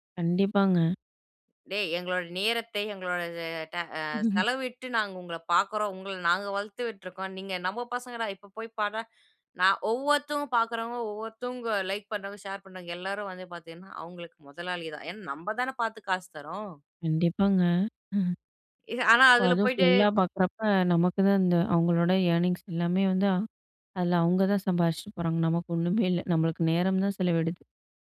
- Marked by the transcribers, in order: chuckle; in English: "ஏர்னிங்ஸ்"
- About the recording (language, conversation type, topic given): Tamil, podcast, பணியும் தனிப்பட்ட வாழ்க்கையும் டிஜிட்டல் வழியாக கலந்துபோகும்போது, நீங்கள் எல்லைகளை எப்படி அமைக்கிறீர்கள்?